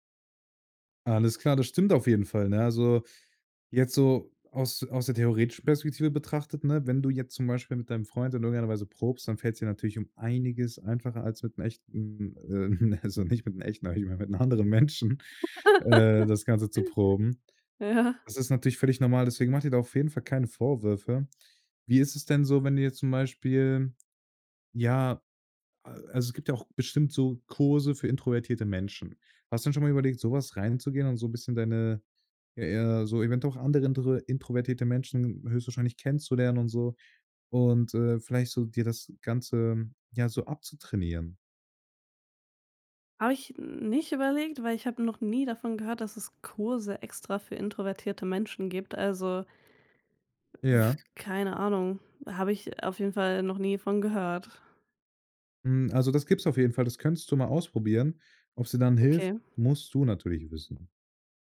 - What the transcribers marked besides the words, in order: stressed: "einiges"; laughing while speaking: "ähm, ne, also nicht mit 'nem echten"; laugh; laughing while speaking: "mit 'nem anderen Menschen"
- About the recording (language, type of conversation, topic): German, advice, Wie kann ich Small Talk überwinden und ein echtes Gespräch beginnen?